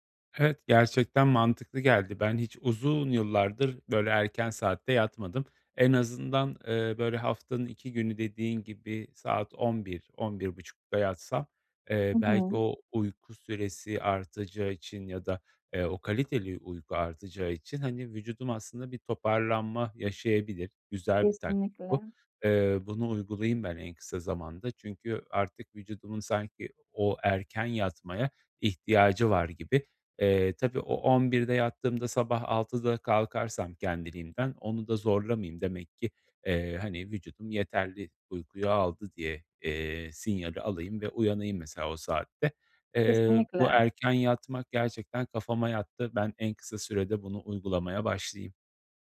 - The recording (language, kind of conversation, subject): Turkish, advice, Sabah rutininizde yaptığınız hangi değişiklikler uyandıktan sonra daha enerjik olmanıza yardımcı olur?
- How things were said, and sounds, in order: none